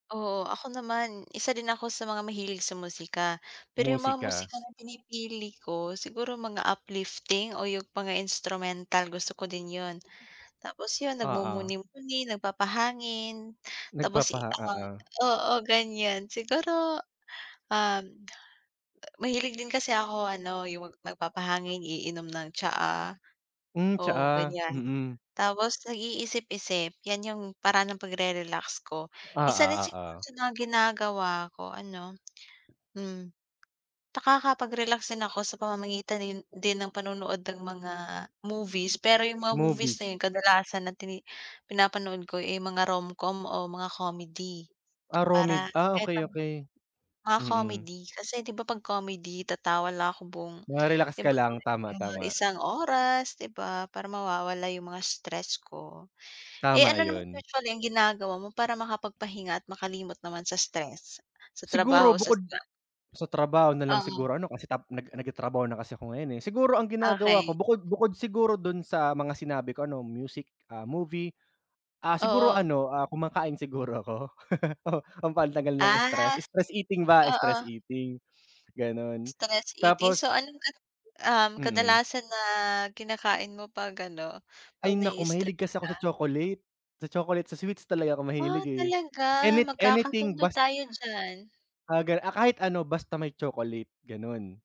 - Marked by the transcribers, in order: unintelligible speech; laughing while speaking: "siguro ako"; laugh
- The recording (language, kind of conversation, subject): Filipino, unstructured, Paano ka nagpapahinga pagkatapos ng mahabang araw?